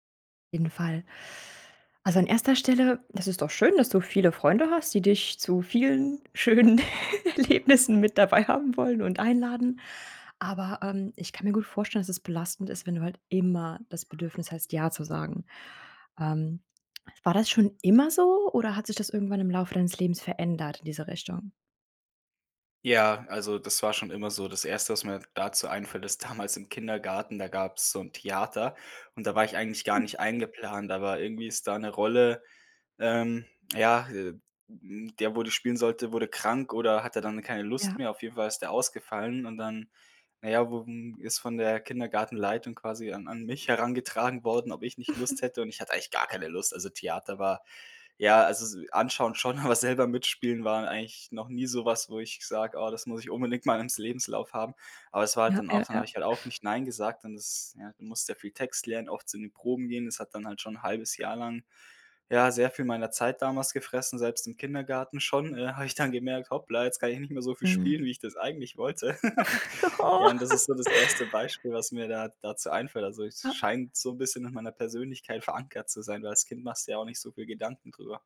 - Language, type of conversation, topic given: German, advice, Warum fällt es mir schwer, bei Bitten von Freunden oder Familie Nein zu sagen?
- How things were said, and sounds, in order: laughing while speaking: "schönen Erlebnissen"; laughing while speaking: "dabei"; laughing while speaking: "damals"; other noise; chuckle; laughing while speaking: "aber"; chuckle; giggle